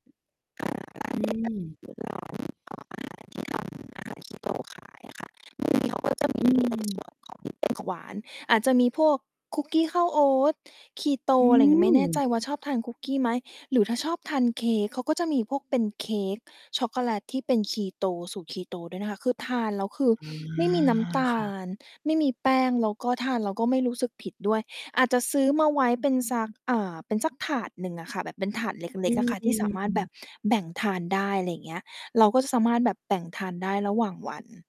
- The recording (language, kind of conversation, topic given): Thai, advice, ทำไมฉันพยายามควบคุมอาหารเพื่อลดน้ำหนักแล้วแต่ยังไม่เห็นผล?
- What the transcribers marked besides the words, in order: mechanical hum; distorted speech